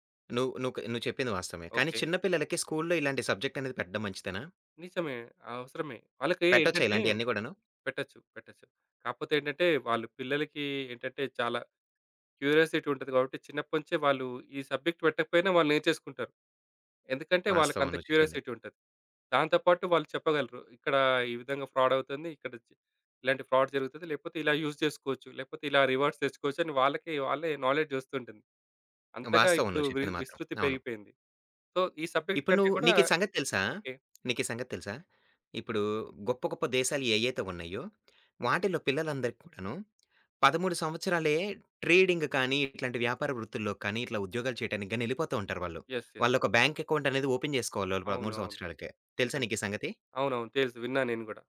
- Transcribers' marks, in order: in English: "సబ్జెక్ట్"; in English: "క్యూరియాసిటీ"; in English: "సబ్జెక్ట్"; in English: "క్యూరియాసిటీ"; other background noise; in English: "ఫ్రాడ్"; in English: "ఫ్రాడ్"; in English: "యూజ్"; in English: "రివార్డ్స్"; in English: "నాలెడ్జ్"; in English: "సో"; in English: "సబ్జెక్ట్"; tapping; in English: "ట్రేడింగ్"; in English: "బ్యాంక్ అకౌంట్"; in English: "యెస్, యెస్"; in English: "ఓపెన్"
- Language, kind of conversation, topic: Telugu, podcast, డిజిటల్ చెల్లింపులు పూర్తిగా అమలులోకి వస్తే మన జీవితం ఎలా మారుతుందని మీరు భావిస్తున్నారు?